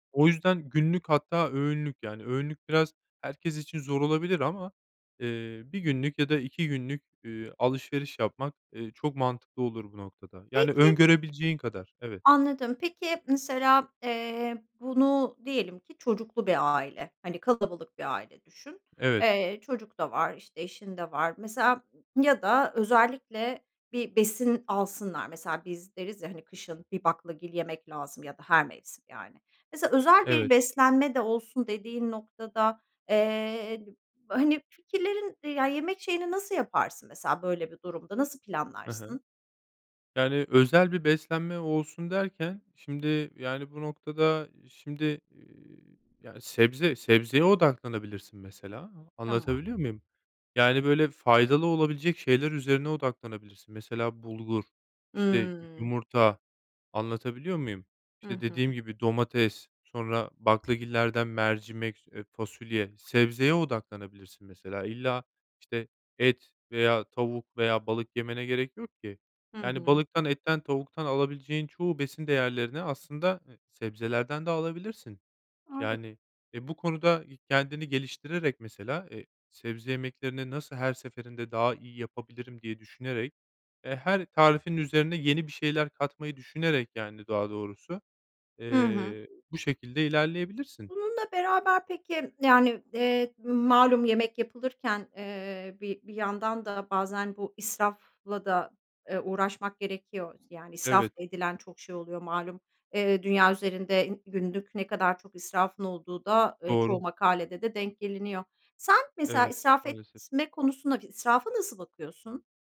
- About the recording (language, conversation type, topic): Turkish, podcast, Uygun bütçeyle lezzetli yemekler nasıl hazırlanır?
- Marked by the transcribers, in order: other background noise